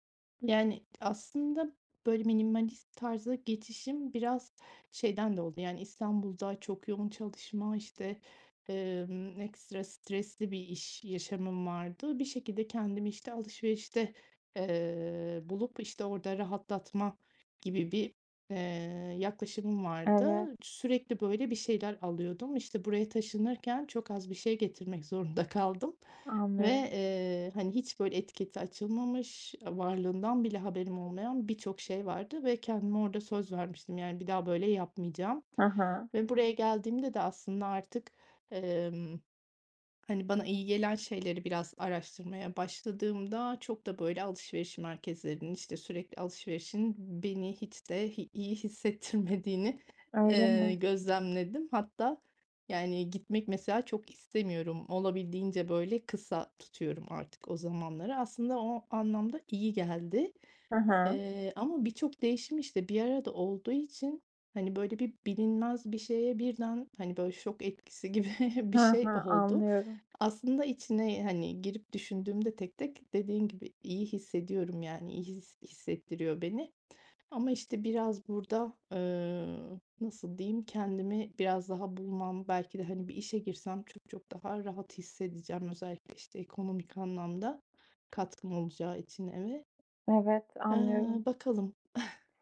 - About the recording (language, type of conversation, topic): Turkish, advice, Gelecek için para biriktirmeye nereden başlamalıyım?
- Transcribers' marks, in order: laughing while speaking: "zorunda"; laughing while speaking: "hissettirmediğini"; laughing while speaking: "gibi"; chuckle